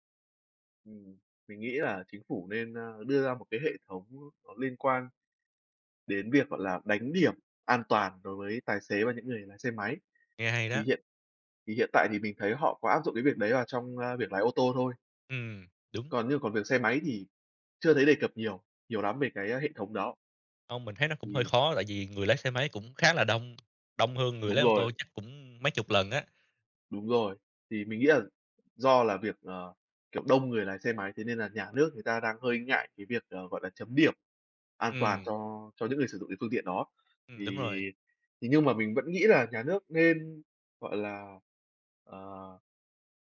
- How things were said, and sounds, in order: tapping
- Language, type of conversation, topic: Vietnamese, unstructured, Bạn cảm thấy thế nào khi người khác không tuân thủ luật giao thông?